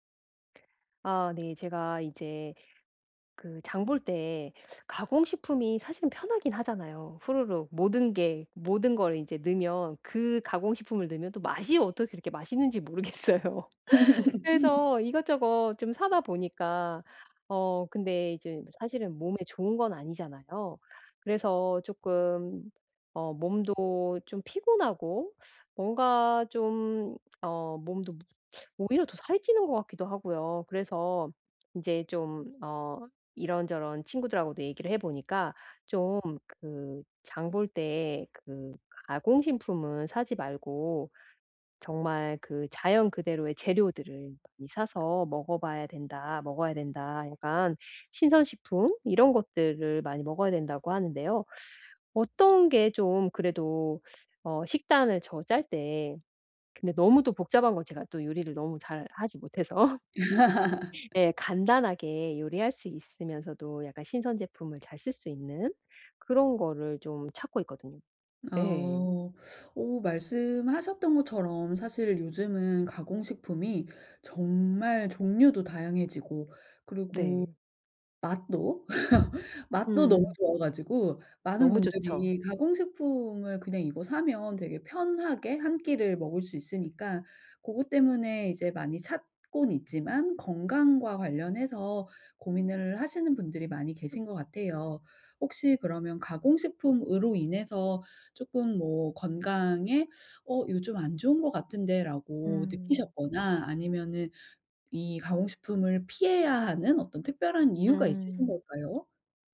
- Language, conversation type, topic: Korean, advice, 장볼 때 가공식품을 줄이려면 어떤 식재료를 사는 것이 좋을까요?
- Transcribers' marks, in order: laugh; laughing while speaking: "모르겠어요"; other background noise; laughing while speaking: "못해서"; laugh; laugh